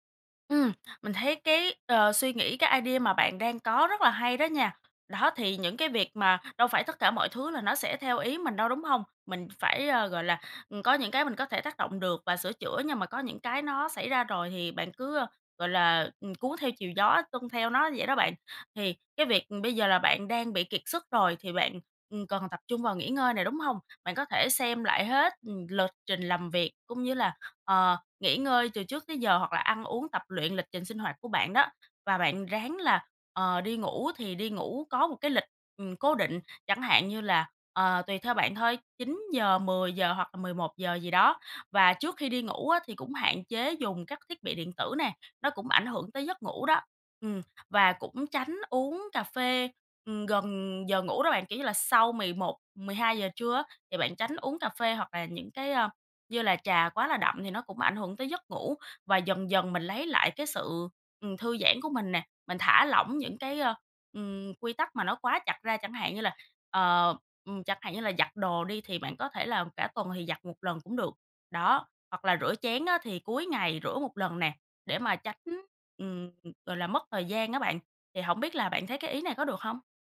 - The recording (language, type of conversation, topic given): Vietnamese, advice, Bạn đang tự kỷ luật quá khắt khe đến mức bị kiệt sức như thế nào?
- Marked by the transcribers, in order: tapping; in English: "idea"